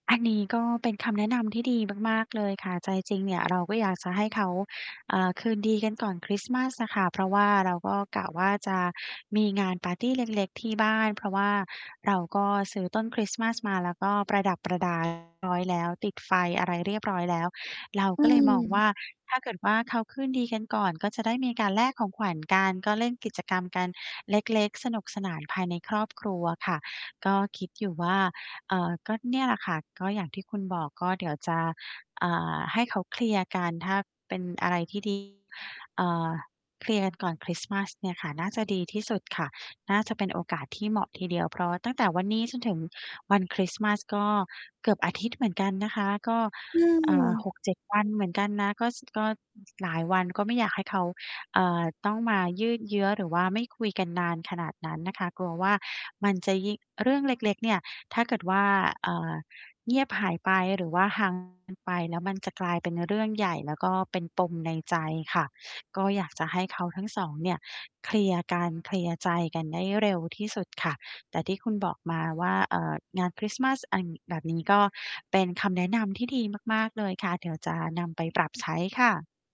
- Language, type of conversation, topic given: Thai, advice, ฉันจะช่วยให้พี่น้องสื่อสารกันดีขึ้นได้อย่างไร?
- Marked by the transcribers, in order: other background noise; tapping; distorted speech